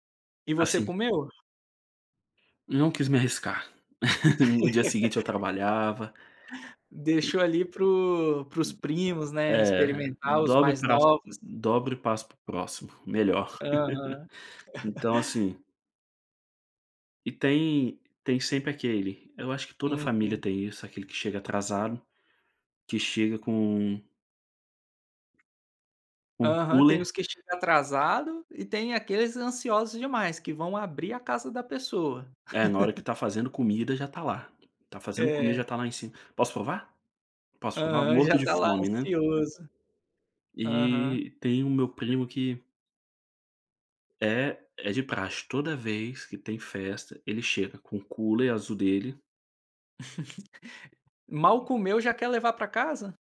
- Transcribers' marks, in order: laugh; tapping; other noise; laugh; in English: "cooler"; laugh; in English: "cooler"; laugh
- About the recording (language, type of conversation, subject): Portuguese, podcast, Existe alguma tradição que você gostaria de passar para a próxima geração?